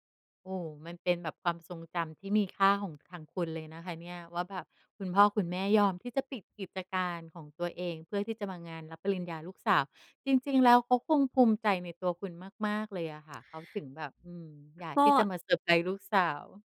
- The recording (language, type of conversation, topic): Thai, podcast, คุณช่วยเล่าเรื่องวันรับปริญญาที่ประทับใจให้ฟังหน่อยได้ไหม?
- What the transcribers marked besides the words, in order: tapping